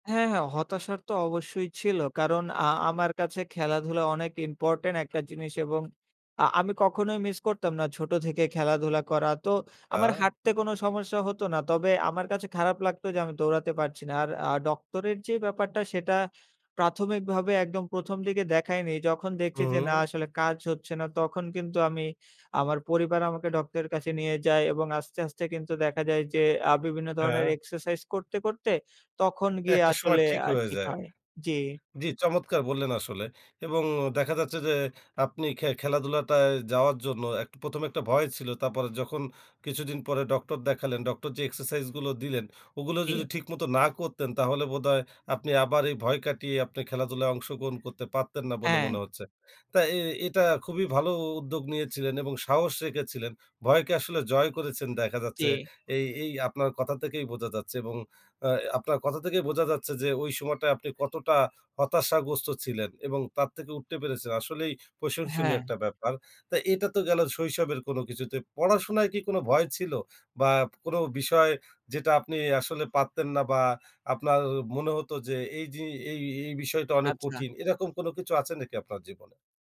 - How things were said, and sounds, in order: in English: "এক্সারসাইজ"
- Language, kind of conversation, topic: Bengali, podcast, আপনি কীভাবে আপনার ভয় কাটিয়ে উঠেছেন—সেই অভিজ্ঞতার কোনো গল্প শেয়ার করবেন?
- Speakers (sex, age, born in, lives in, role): male, 20-24, Bangladesh, Bangladesh, guest; male, 25-29, Bangladesh, Bangladesh, host